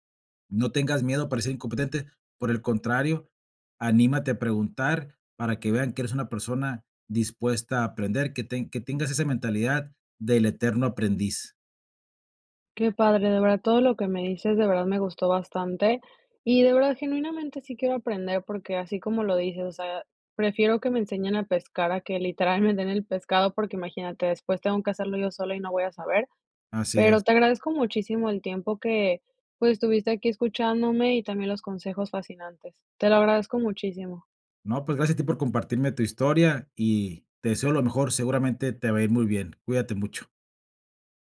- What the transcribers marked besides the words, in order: none
- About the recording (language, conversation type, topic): Spanish, advice, ¿Cómo puedo superar el temor de pedir ayuda por miedo a parecer incompetente?